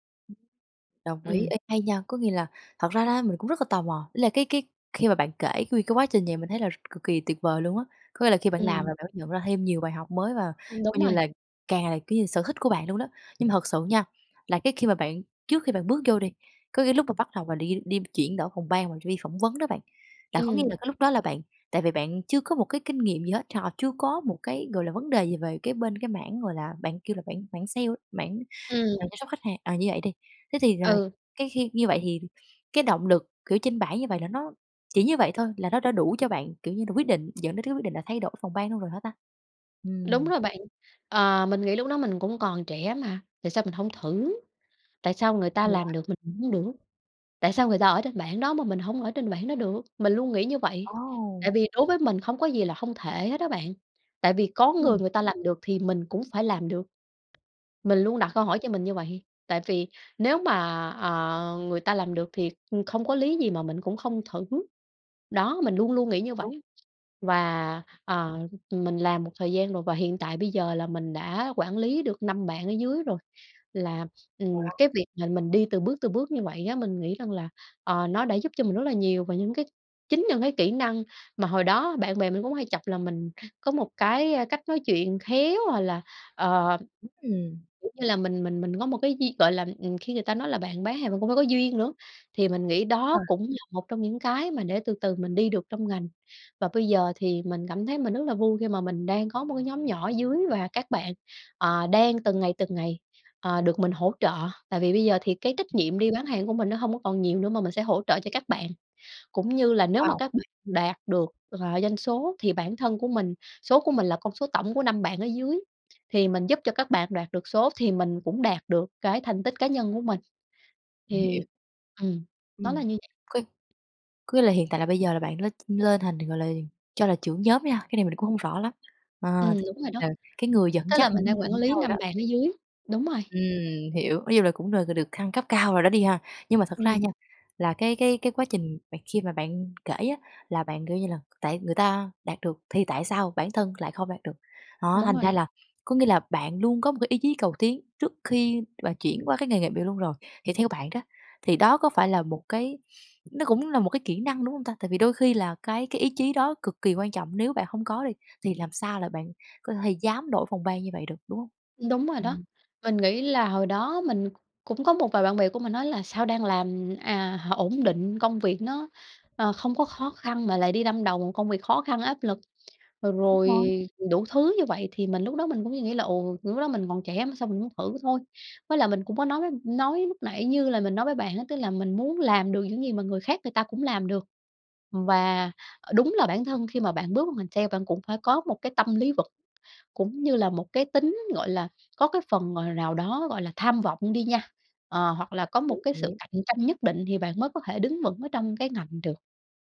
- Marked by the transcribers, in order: tapping; unintelligible speech; unintelligible speech; unintelligible speech; other background noise
- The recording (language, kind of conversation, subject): Vietnamese, podcast, Bạn biến kỹ năng thành cơ hội nghề nghiệp thế nào?